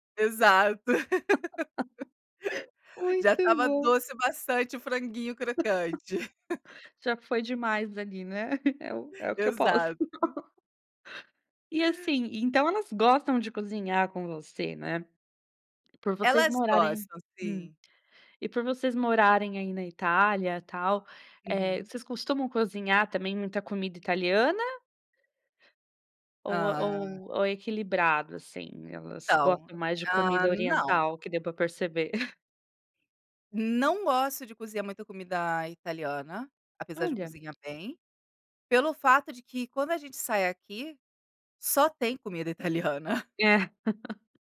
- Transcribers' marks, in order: laugh; laugh; chuckle; laugh; chuckle; tapping; chuckle
- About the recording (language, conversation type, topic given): Portuguese, podcast, Que prato sempre faz você se sentir em casa?